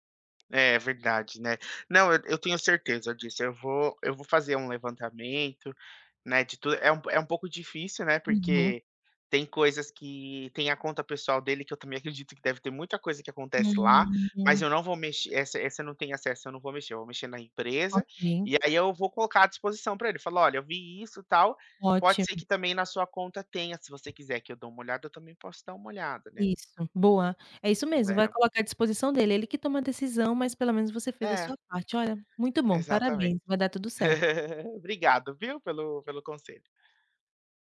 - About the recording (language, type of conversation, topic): Portuguese, advice, Como lidar com assinaturas acumuladas e confusas que drenan seu dinheiro?
- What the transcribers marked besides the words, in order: tapping; giggle